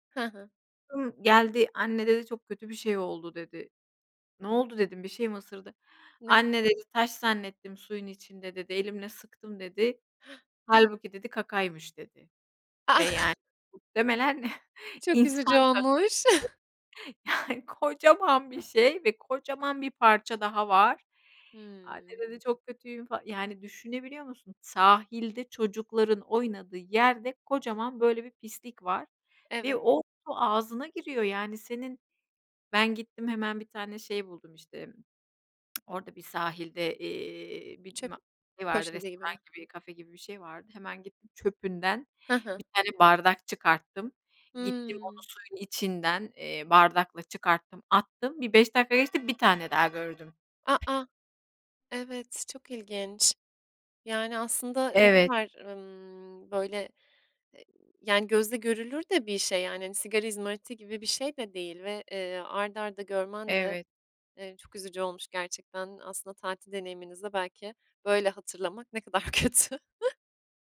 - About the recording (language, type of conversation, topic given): Turkish, podcast, Kıyı ve denizleri korumaya bireyler nasıl katkıda bulunabilir?
- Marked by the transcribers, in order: laughing while speaking: "Ah!"; chuckle; laughing while speaking: "yani"; other background noise; tapping; laughing while speaking: "ne kadar kötü"; chuckle